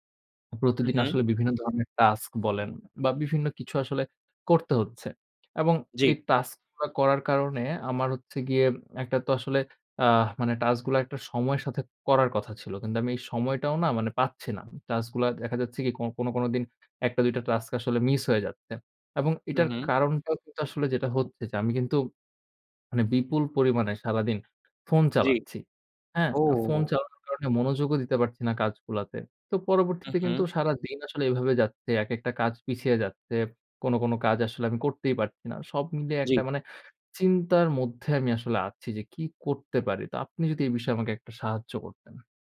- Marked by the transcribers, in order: other background noise; other noise; drawn out: "ও!"
- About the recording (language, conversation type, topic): Bengali, advice, সময় ব্যবস্থাপনায় আমি কেন বারবার তাল হারিয়ে ফেলি?